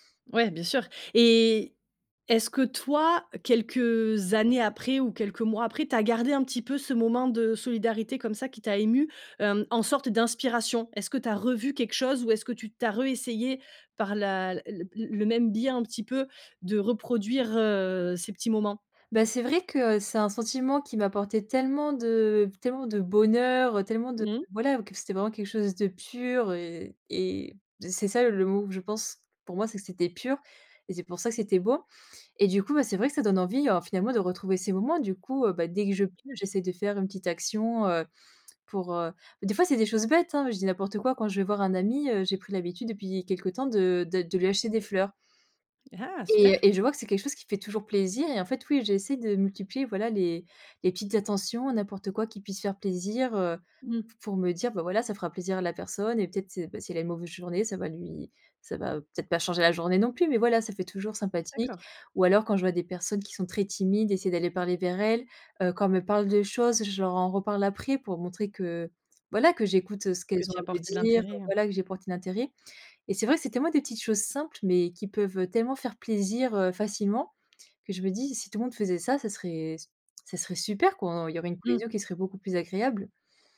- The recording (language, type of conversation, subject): French, podcast, As-tu déjà vécu un moment de solidarité qui t’a profondément ému ?
- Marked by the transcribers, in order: other background noise; unintelligible speech